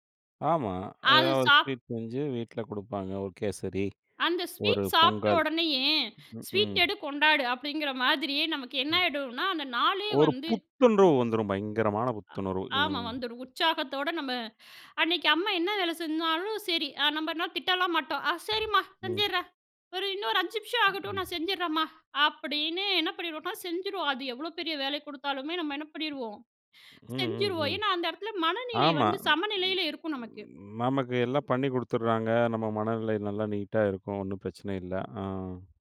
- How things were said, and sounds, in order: in English: "ஸ்வீட்"; in English: "ஸ்வீட்"; other background noise; "புத்துணர்வு" said as "புத்துண்டு"; drawn out: "ம்"
- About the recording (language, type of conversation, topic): Tamil, podcast, உணவு பழக்கங்கள் நமது மனநிலையை எப்படிப் பாதிக்கின்றன?